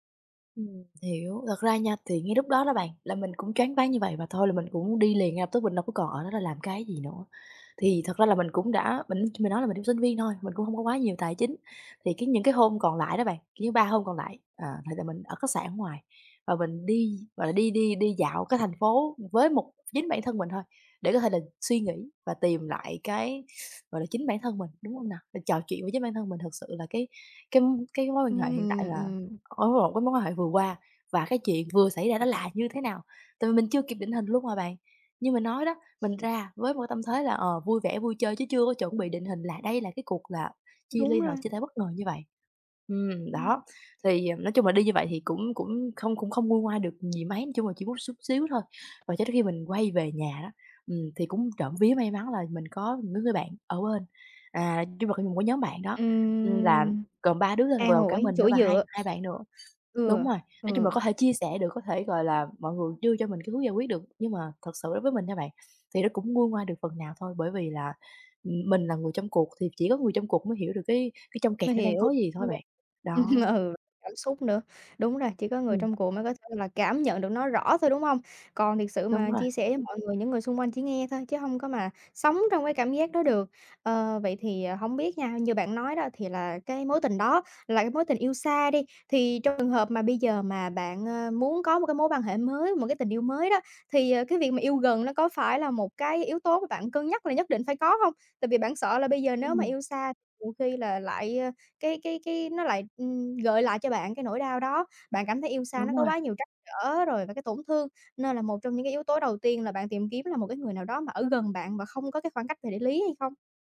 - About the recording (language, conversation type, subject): Vietnamese, advice, Khi nào tôi nên bắt đầu hẹn hò lại sau khi chia tay hoặc ly hôn?
- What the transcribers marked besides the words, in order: other background noise; tapping; unintelligible speech; laughing while speaking: "Ừm, ừ"